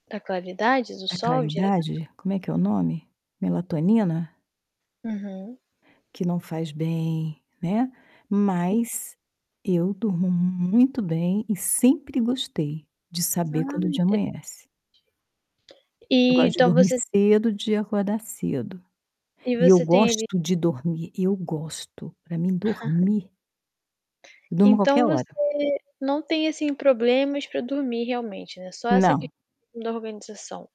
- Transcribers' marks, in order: tapping; distorted speech; other background noise; static; chuckle
- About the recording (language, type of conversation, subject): Portuguese, podcast, O que ajuda você a dormir melhor em casa?